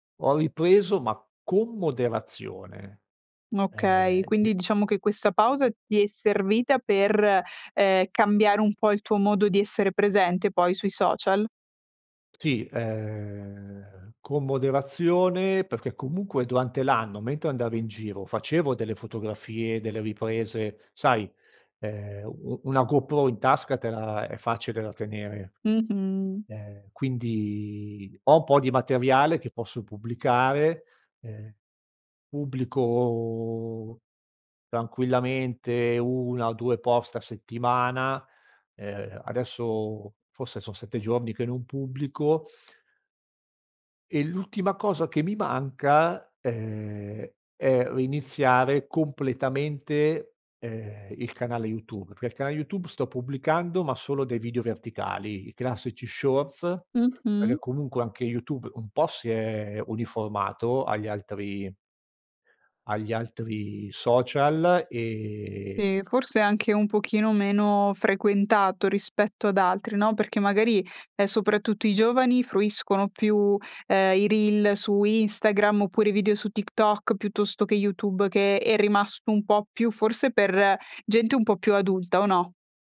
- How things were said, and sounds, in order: other background noise; "reiniziare" said as "riniziare"; tapping; "perché" said as "perghè"; in English: "reel"
- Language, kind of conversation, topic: Italian, podcast, Hai mai fatto una pausa digitale lunga? Com'è andata?